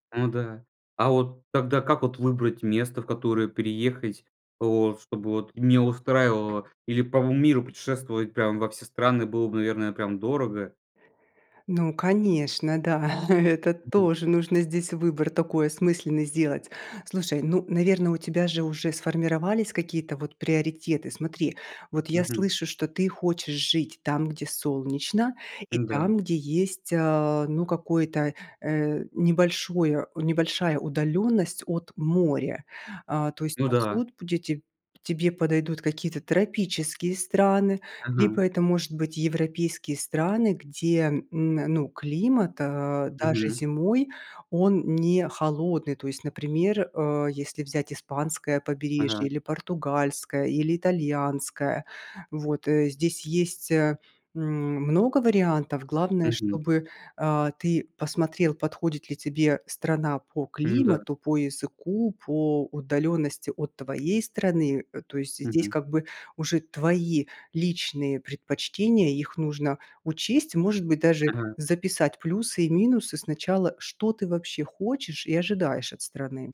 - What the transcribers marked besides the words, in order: tapping; chuckle
- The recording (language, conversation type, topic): Russian, advice, Как сделать первый шаг к изменениям в жизни, если мешает страх неизвестности?